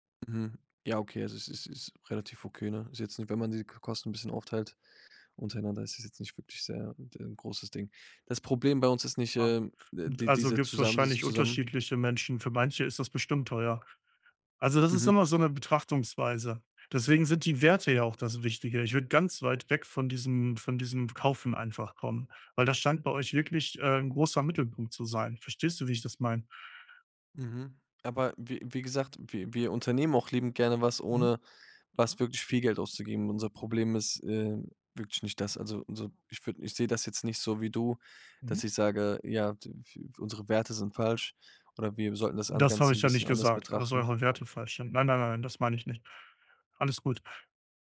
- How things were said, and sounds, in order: other background noise; stressed: "Werte"
- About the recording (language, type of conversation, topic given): German, advice, Wie kann ich gute Geschenkideen für Freunde oder Familie finden?